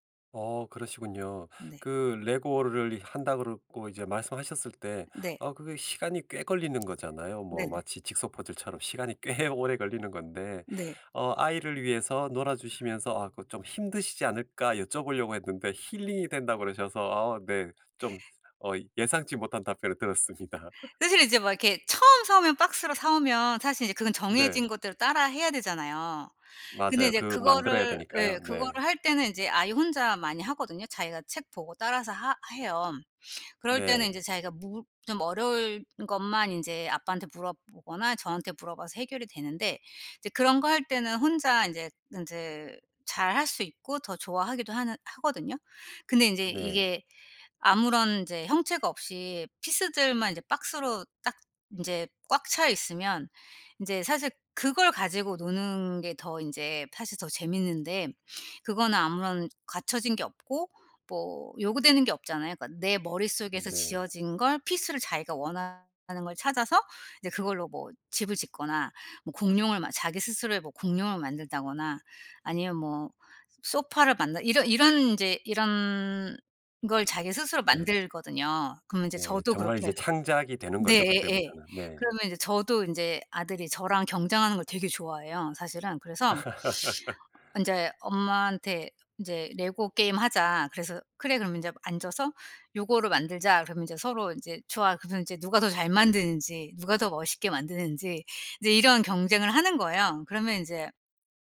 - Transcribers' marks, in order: tapping; lip smack; laughing while speaking: "꽤"; other background noise; laughing while speaking: "들었습니다"; laugh; laugh
- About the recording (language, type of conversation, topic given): Korean, podcast, 집에서 간단히 할 수 있는 놀이가 뭐가 있을까요?